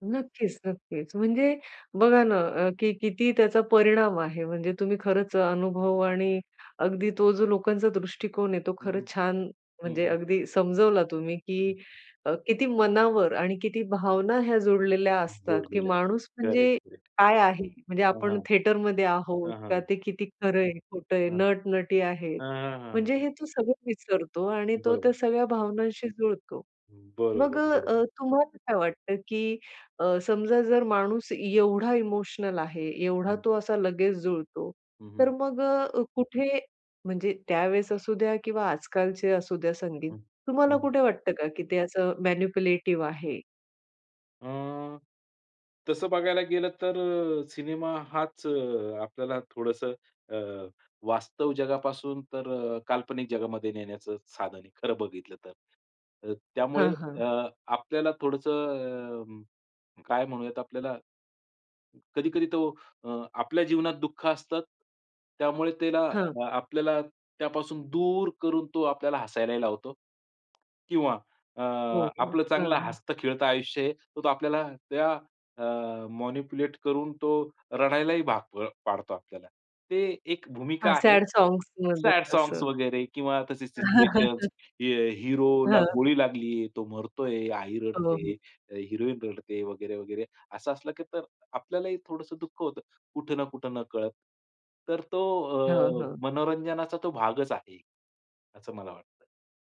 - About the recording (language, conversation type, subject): Marathi, podcast, सिनेमात संगीतामुळे भावनांना कशी उर्जा मिळते?
- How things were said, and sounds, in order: in English: "मॅनिप्युलेटिव्ह"; tapping; in English: "मॅनिप्युलेट"; in English: "सॅड सांग्स"; in English: "सॅड सांग्समध्ये"; chuckle